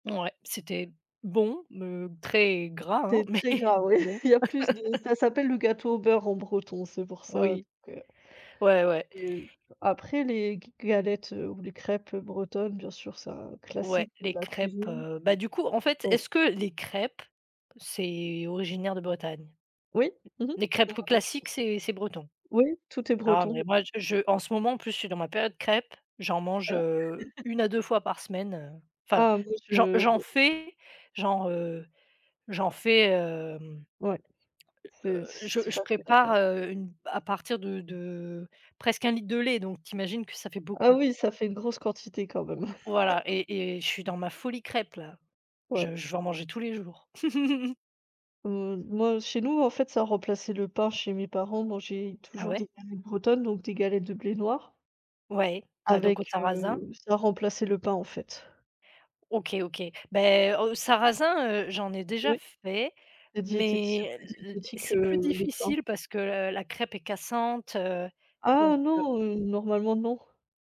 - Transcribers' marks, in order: other background noise; laughing while speaking: "mais"; chuckle; laugh; laugh; laugh; laugh
- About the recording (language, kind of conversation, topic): French, unstructured, Quels plats typiques représentent le mieux votre région, et pourquoi ?